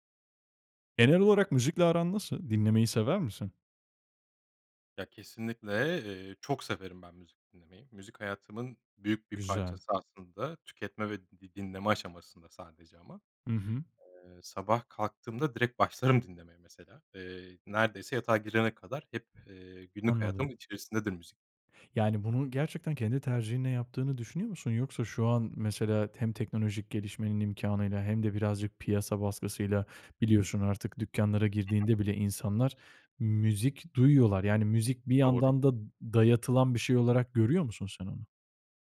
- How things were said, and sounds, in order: laughing while speaking: "dinlemeye"; unintelligible speech
- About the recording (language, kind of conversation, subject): Turkish, podcast, Bir şarkıda seni daha çok melodi mi yoksa sözler mi etkiler?